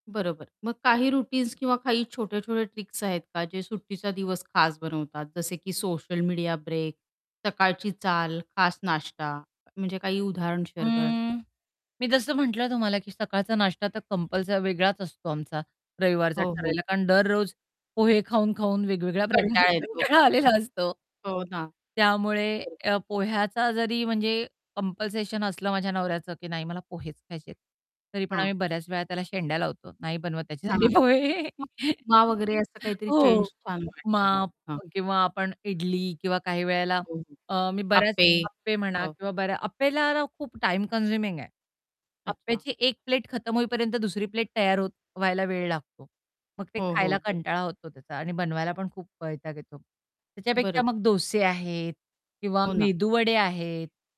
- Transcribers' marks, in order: static; in English: "रूटीन्स"; in English: "ट्रिक्स"; distorted speech; in English: "शेअर"; laughing while speaking: "कंटाळा आलेला असतो"; snort; in English: "कंपल्सेशन"; "कंपल्शन" said as "कंपल्सेशन"; laughing while speaking: "त्याच्यासाठी पोहे"; in English: "कन्झ्युमिंग"
- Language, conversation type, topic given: Marathi, podcast, साप्ताहिक सुट्टीत तुम्ही सर्वात जास्त काय करायला प्राधान्य देता?